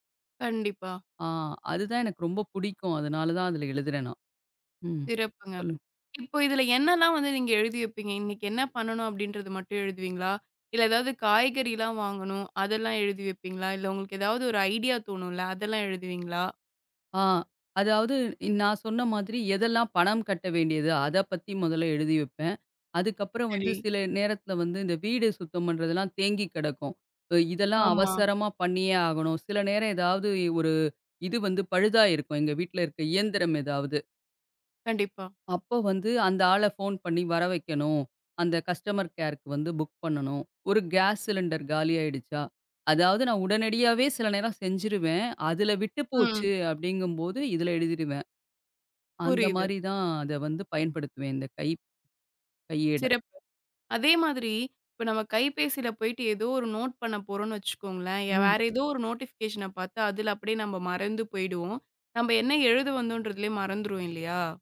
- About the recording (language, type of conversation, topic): Tamil, podcast, கைபேசியில் குறிப்பெடுப்பதா அல்லது காகிதத்தில் குறிப்பெடுப்பதா—நீங்கள் எதைத் தேர்வு செய்வீர்கள்?
- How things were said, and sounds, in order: other background noise; in English: "ஐடியா"; other noise; in English: "கஸ்டமர் கேர்க்கு"; in English: "புக்"; in English: "நோட்"; in English: "நோடிஃபிகேஷன"; "வந்தோன்றதையே" said as "வந்தோன்றதுலே"